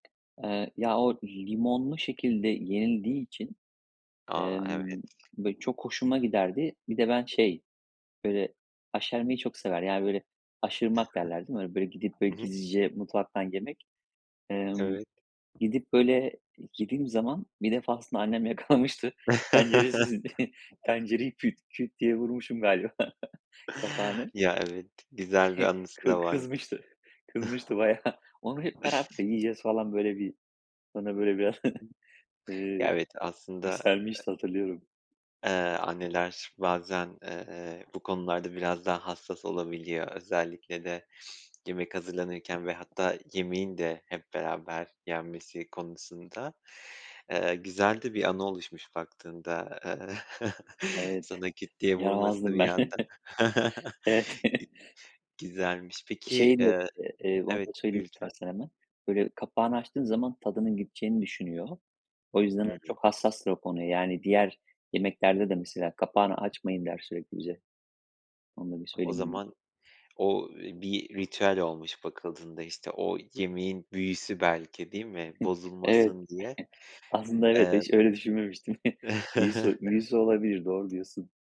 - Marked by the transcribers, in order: tapping; other background noise; unintelligible speech; chuckle; chuckle; chuckle; inhale; chuckle; chuckle; chuckle; sniff; inhale; chuckle; chuckle; unintelligible speech; unintelligible speech; chuckle; chuckle
- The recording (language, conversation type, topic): Turkish, podcast, Bayramlarda mutlaka yapılan yemek hangisidir ve neden önemlidir?